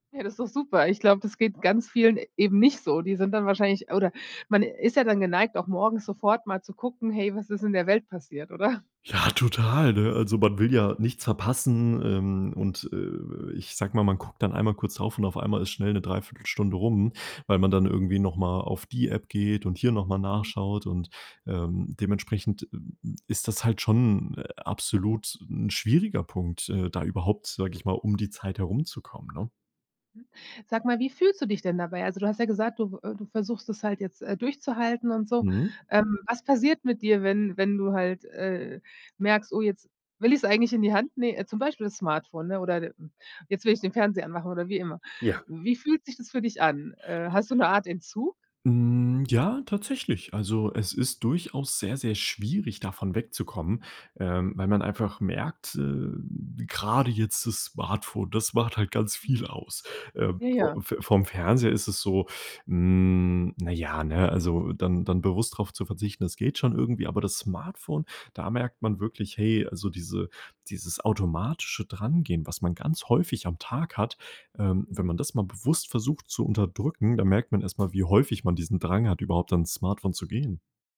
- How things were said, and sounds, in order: stressed: "nicht"; drawn out: "hm"; stressed: "Smartphone"
- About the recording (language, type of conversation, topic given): German, podcast, Wie gehst du mit deiner täglichen Bildschirmzeit um?